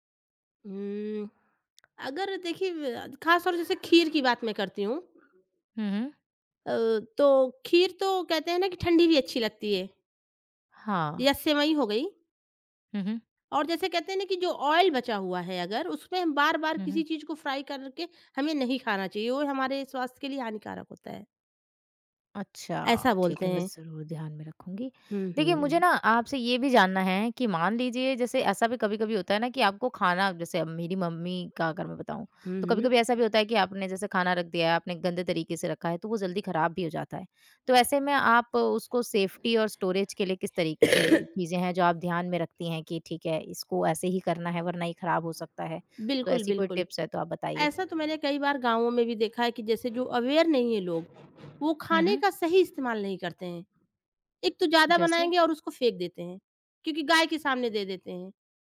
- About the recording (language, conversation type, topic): Hindi, podcast, बचे हुए खाने को आप किस तरह नए व्यंजन में बदलते हैं?
- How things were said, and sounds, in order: other background noise; in English: "ऑइल"; in English: "फ्राइ"; in English: "सेफ़्टी"; in English: "स्टोरेज"; cough; in English: "टिप्स"; in English: "अवेयर"